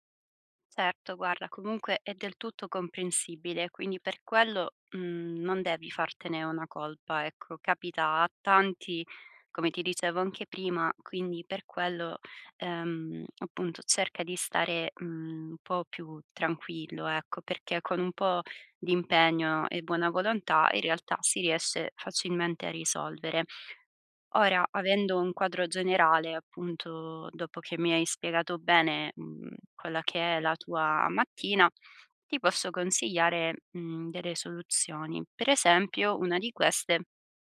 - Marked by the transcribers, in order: "guarda" said as "guara"
- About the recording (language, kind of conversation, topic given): Italian, advice, Perché faccio fatica a mantenere una routine mattutina?